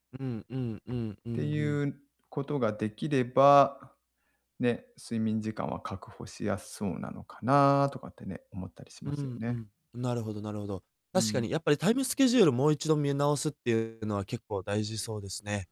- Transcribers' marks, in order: tapping; static
- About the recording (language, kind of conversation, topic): Japanese, advice, 睡眠リズムが不規則でいつも疲れているのですが、どうすれば改善できますか？